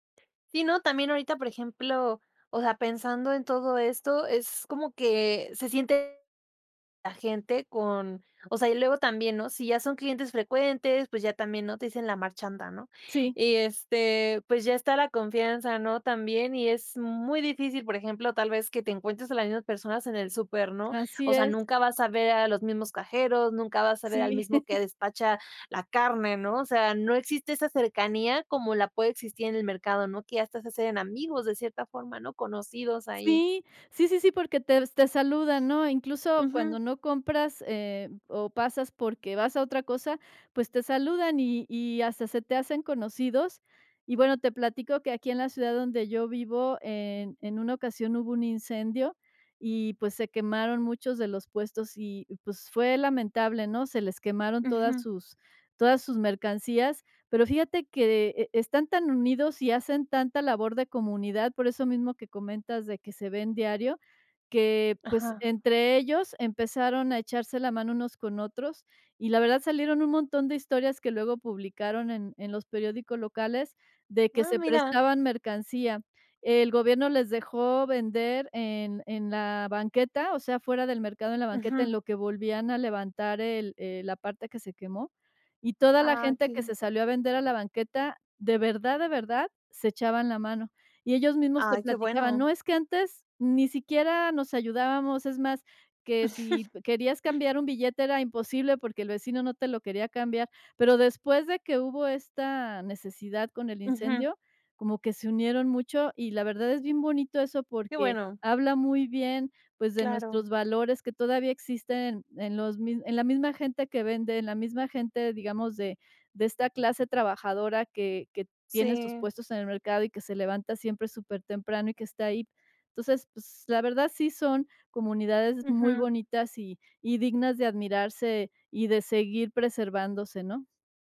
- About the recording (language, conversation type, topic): Spanish, podcast, ¿Qué papel juegan los mercados locales en una vida simple y natural?
- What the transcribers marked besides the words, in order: laughing while speaking: "Sí"; chuckle